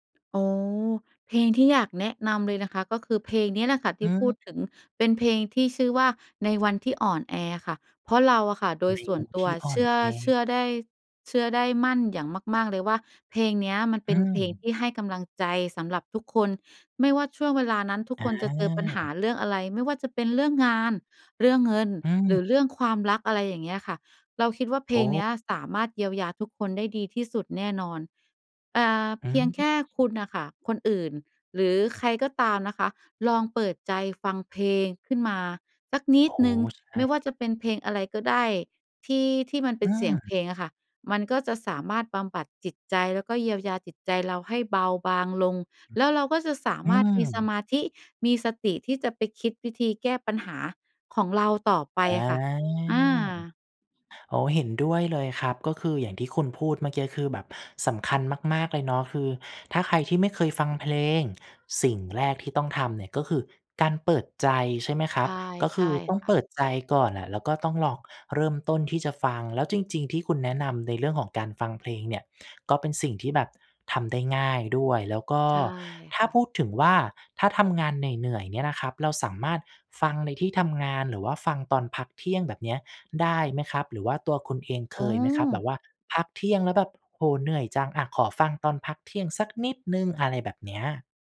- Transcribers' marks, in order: tapping; other background noise
- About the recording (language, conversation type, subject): Thai, podcast, เพลงไหนที่ทำให้คุณฮึกเหิมและกล้าลงมือทำสิ่งใหม่ ๆ?